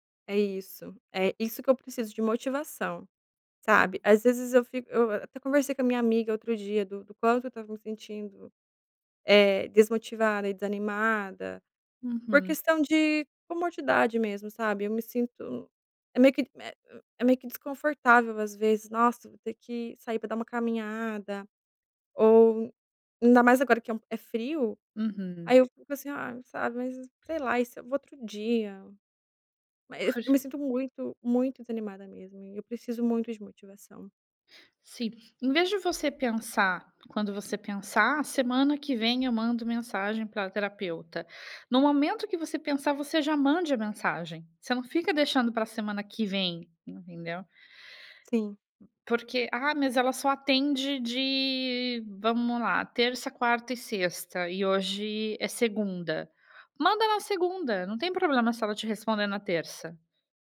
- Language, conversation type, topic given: Portuguese, advice, Por que você inventa desculpas para não cuidar da sua saúde?
- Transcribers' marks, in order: other noise; tapping